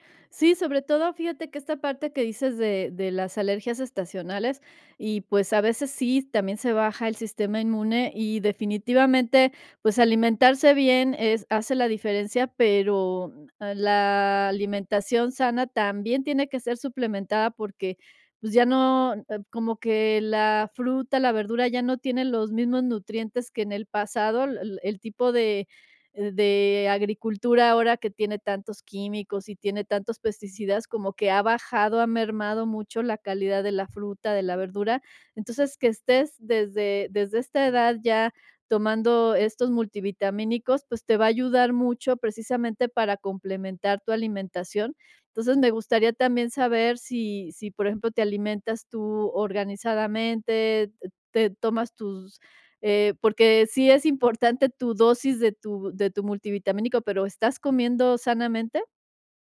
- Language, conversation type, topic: Spanish, advice, ¿Cómo puedo evitar olvidar tomar mis medicamentos o suplementos con regularidad?
- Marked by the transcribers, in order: tapping